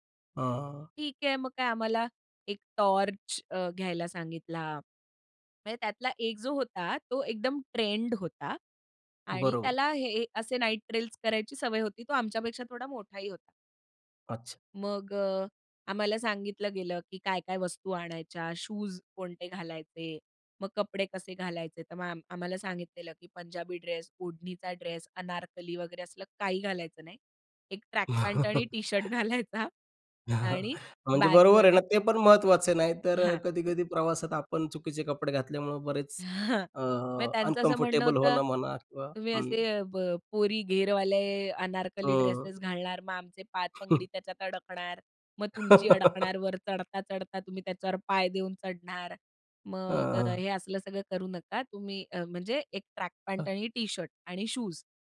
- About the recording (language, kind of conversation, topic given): Marathi, podcast, प्रवासात कधी हरवल्याचा अनुभव सांगशील का?
- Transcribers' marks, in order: other noise; in English: "ट्रेलस"; tapping; laugh; chuckle; laughing while speaking: "घालायचा"; in English: "अनकम्फर्टेबल"; chuckle; laugh